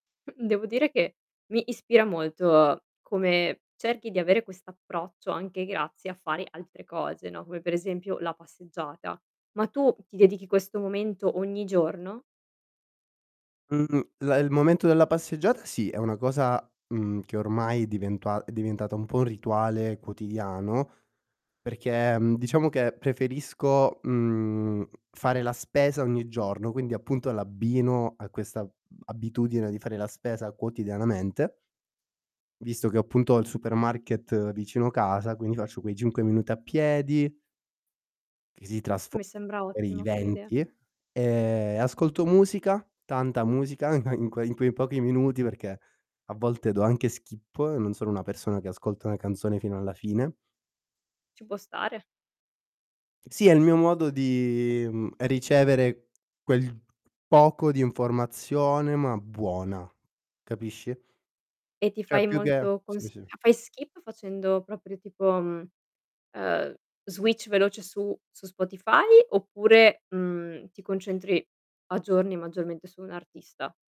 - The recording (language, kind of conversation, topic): Italian, podcast, Hai qualche rito o abitudine che ti aiuta a superare il blocco creativo?
- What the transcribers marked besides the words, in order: distorted speech; unintelligible speech; chuckle; in English: "skip"; in English: "skip"; in English: "switch"